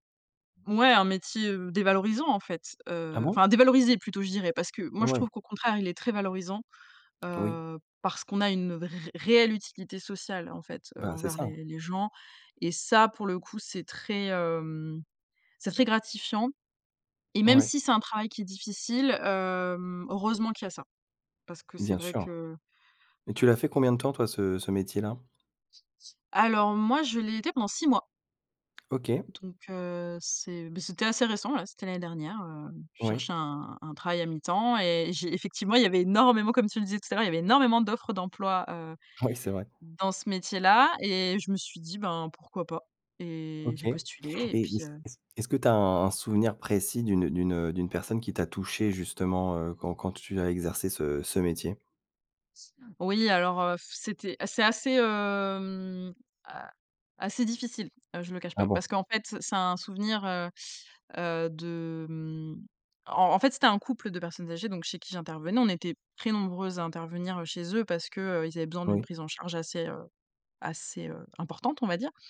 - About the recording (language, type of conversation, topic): French, podcast, Comment est-ce qu’on aide un parent qui vieillit, selon toi ?
- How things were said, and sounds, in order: tapping; stressed: "réelle"; other background noise; laughing while speaking: "Oui"; blowing; drawn out: "hem"